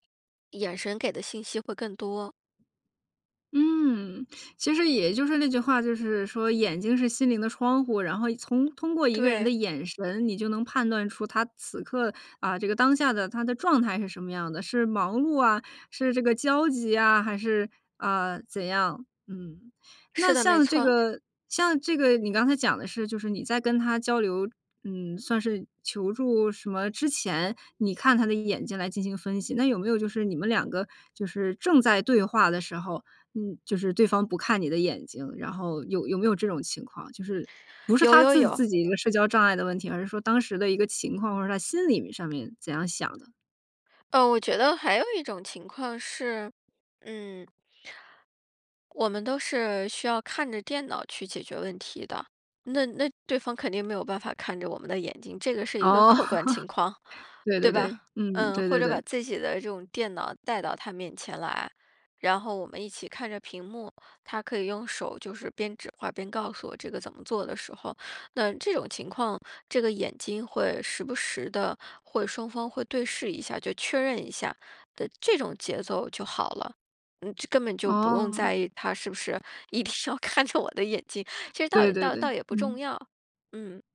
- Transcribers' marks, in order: other background noise; tapping; laughing while speaking: "哦"; laughing while speaking: "一定要看着我的眼睛"
- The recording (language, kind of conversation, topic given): Chinese, podcast, 当别人和你说话时不看你的眼睛，你会怎么解读？